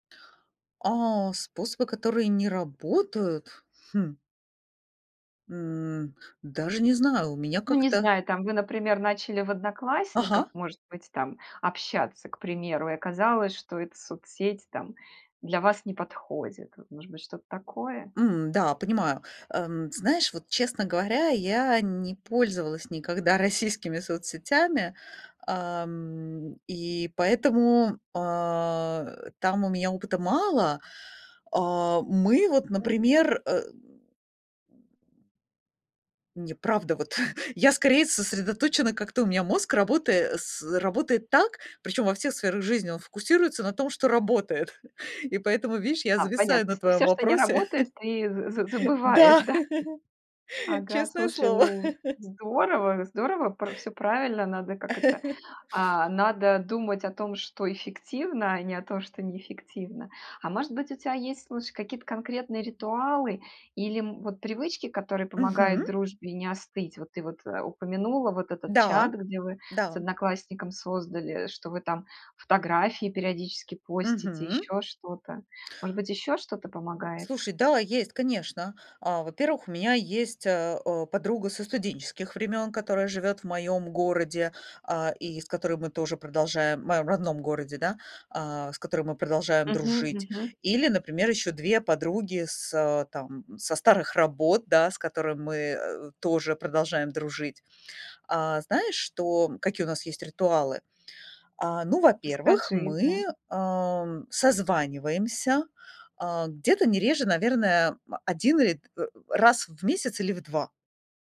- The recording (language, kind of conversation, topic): Russian, podcast, Как ты поддерживаешь старые дружеские отношения на расстоянии?
- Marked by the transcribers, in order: tapping; laughing while speaking: "российскими"; laughing while speaking: "вот"; chuckle; laughing while speaking: "Да!"; chuckle; chuckle; other background noise